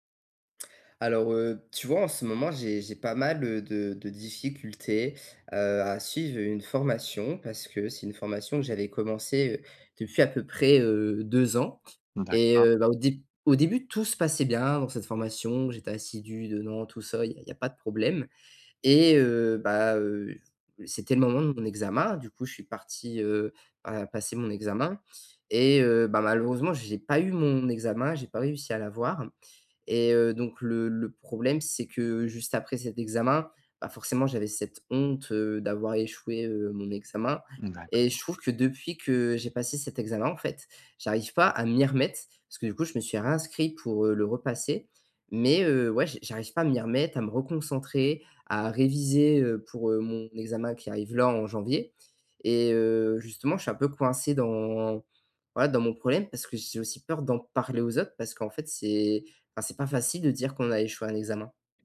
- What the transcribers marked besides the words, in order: stressed: "honte"; stressed: "m'y"; stressed: "parler"
- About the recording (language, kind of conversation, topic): French, advice, Comment puis-je demander de l’aide malgré la honte d’avoir échoué ?